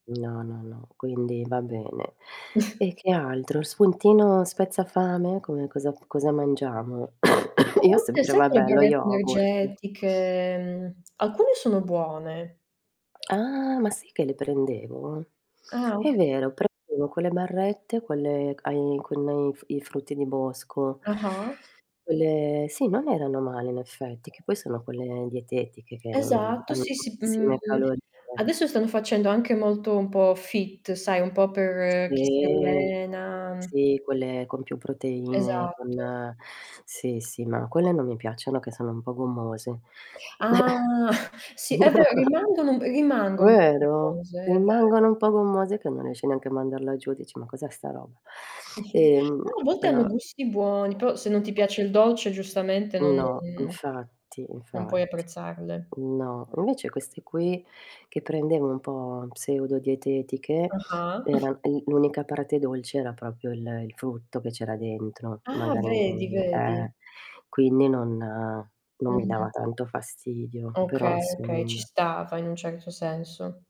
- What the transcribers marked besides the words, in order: chuckle; cough; distorted speech; other background noise; drawn out: "energetiche"; tongue click; tapping; tongue click; tongue click; static; mechanical hum; in English: "fit"; drawn out: "Sì"; drawn out: "allena"; drawn out: "Ah!"; throat clearing; chuckle; chuckle; drawn out: "non"; background speech; chuckle; "proprio" said as "propio"
- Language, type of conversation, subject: Italian, unstructured, Come scegli i pasti quotidiani per sentirti pieno di energia?